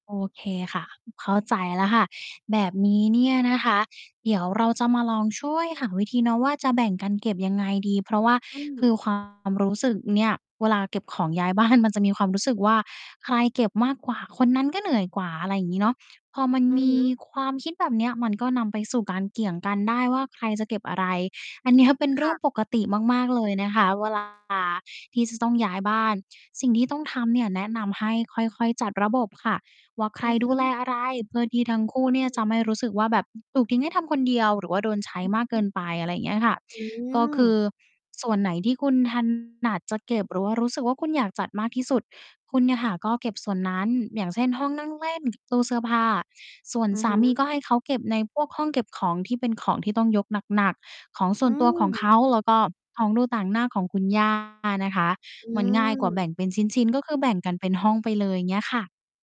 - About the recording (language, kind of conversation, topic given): Thai, advice, ฉันควรทำอย่างไรเมื่อความสัมพันธ์กับคู่รักตึงเครียดเพราะการย้ายบ้าน?
- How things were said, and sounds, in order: other noise; distorted speech; laughing while speaking: "บ้าน"; laughing while speaking: "เนี้ย"; tapping